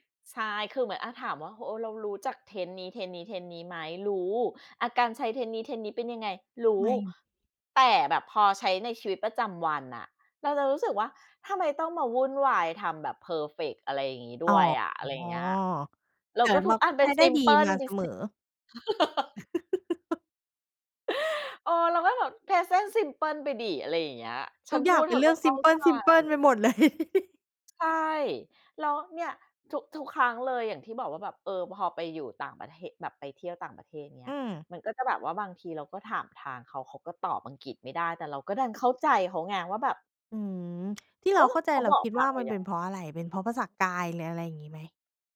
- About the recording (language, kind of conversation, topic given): Thai, podcast, คุณเคยหลงทางตอนเดินทางไปเมืองไกลไหม แล้วตอนนั้นเกิดอะไรขึ้นบ้าง?
- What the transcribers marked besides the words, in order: in English: "ซิมเพิล"; laugh; in English: "ซิมเพิล ๆ"; laughing while speaking: "เลย"; laugh